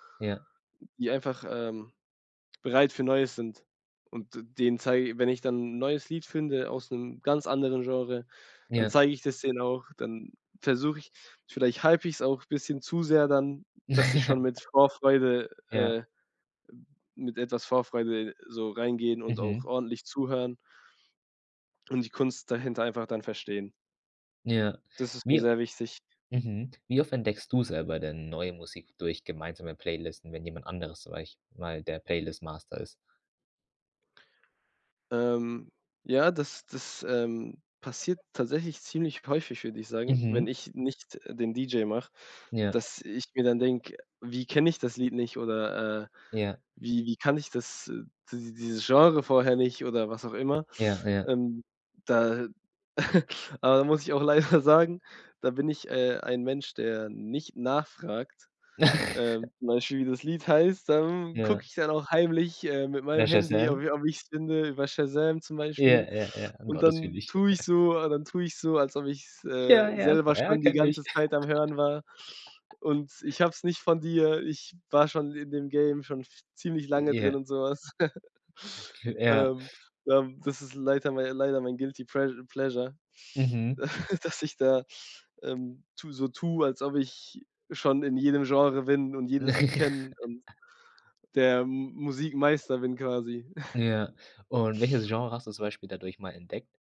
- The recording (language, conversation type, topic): German, podcast, Wie fügst du neue Musik zu einer gemeinsamen Playlist hinzu, ohne andere zu nerven?
- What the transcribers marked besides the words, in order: giggle; other background noise; chuckle; laughing while speaking: "leider"; giggle; joyful: "dann guck ich dann auch … Shazam zum Beispiel"; giggle; laugh; chuckle; in English: "Guilty Pleas Pleasure"; giggle; giggle; chuckle